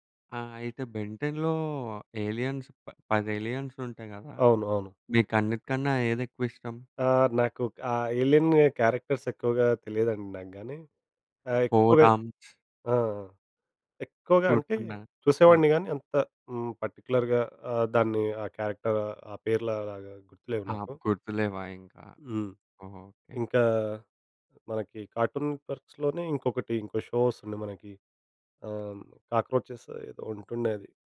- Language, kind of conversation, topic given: Telugu, podcast, చిన్నప్పుడు మీరు చూసిన కార్టూన్లు మీ ఆలోచనలను ఎలా మార్చాయి?
- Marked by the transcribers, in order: in English: "ఏలియన్స్"; in English: "క్యారెక్టర్స్"; in English: "పర్టిక్యులర్‌గా"; in English: "కార్టూన్ పర్క్స్"; in English: "షో"